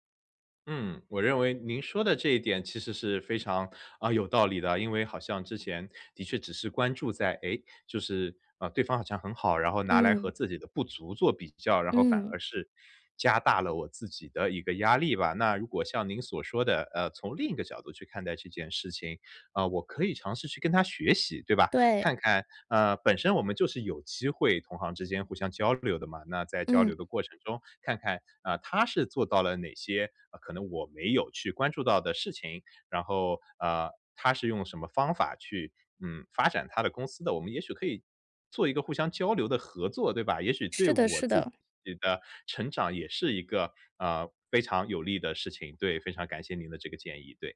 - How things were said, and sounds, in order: tapping; other background noise
- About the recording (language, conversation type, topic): Chinese, advice, 在遇到挫折时，我怎样才能保持动力？